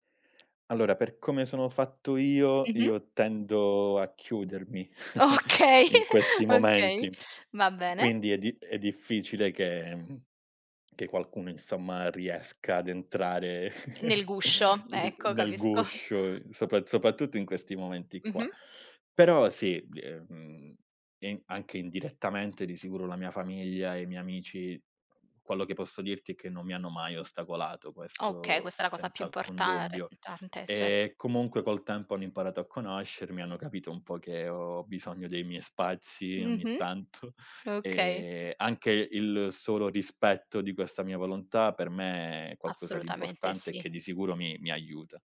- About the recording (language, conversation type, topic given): Italian, podcast, Qual è il tuo metodo per superare il blocco creativo?
- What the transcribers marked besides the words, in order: chuckle; laughing while speaking: "Okay"; tsk; chuckle; chuckle; "sopra-" said as "sopa"; "soprattutto" said as "sopattutto"; laughing while speaking: "capisco"; laughing while speaking: "tanto"